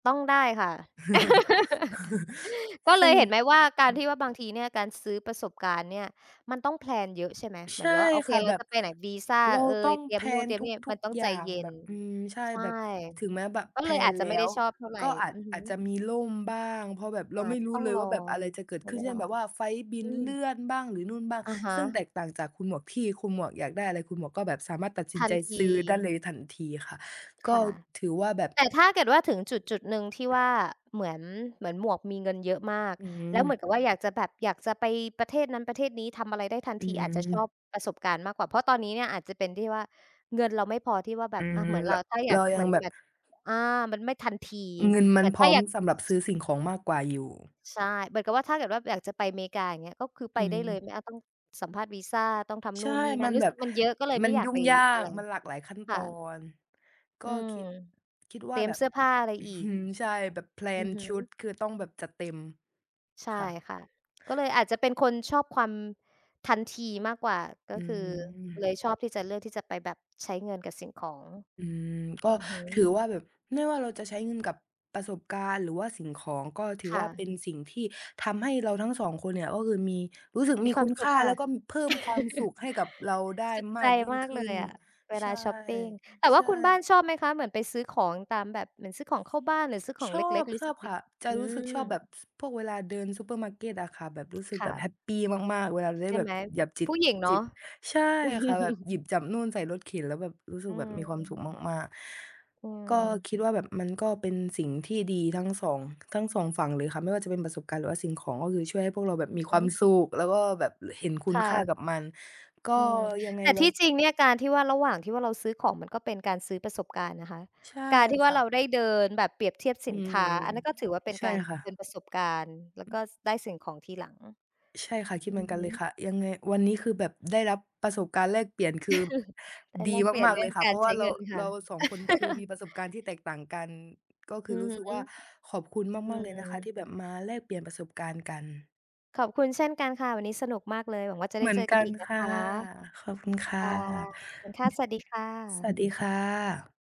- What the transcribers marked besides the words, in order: laugh; chuckle; other noise; tapping; other background noise; chuckle; chuckle; chuckle; laugh
- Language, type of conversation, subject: Thai, unstructured, คุณคิดว่าการใช้เงินเพื่อประสบการณ์หรือเพื่อสิ่งของแบบไหนคุ้มค่ากว่ากัน?